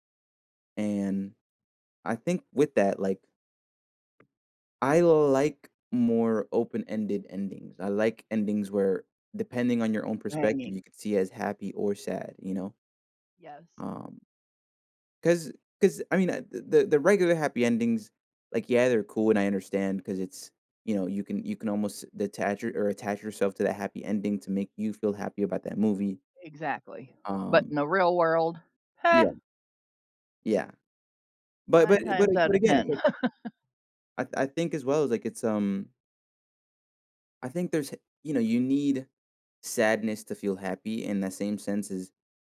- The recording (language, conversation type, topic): English, unstructured, How does creativity shape your personal and professional aspirations?
- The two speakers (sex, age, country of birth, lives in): female, 50-54, United States, United States; male, 20-24, Puerto Rico, United States
- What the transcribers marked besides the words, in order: tapping; laugh